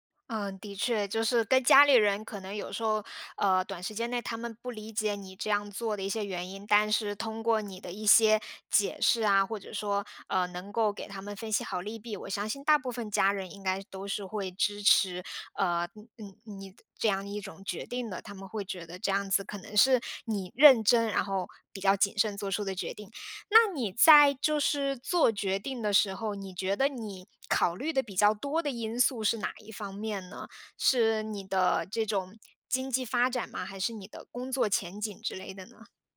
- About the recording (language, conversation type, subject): Chinese, podcast, 做决定前你会想五年后的自己吗？
- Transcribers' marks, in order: none